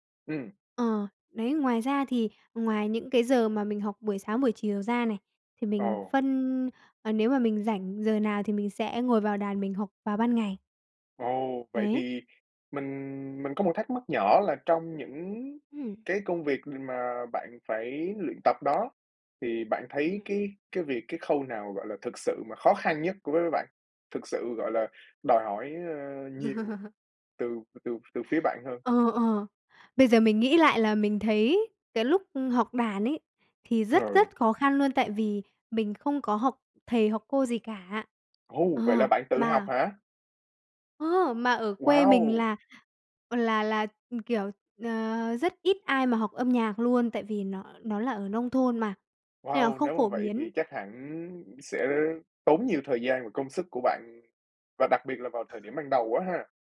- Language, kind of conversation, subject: Vietnamese, podcast, Bạn có thể chia sẻ về hành trình sự nghiệp của mình không?
- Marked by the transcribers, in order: tapping; laugh; other noise; other background noise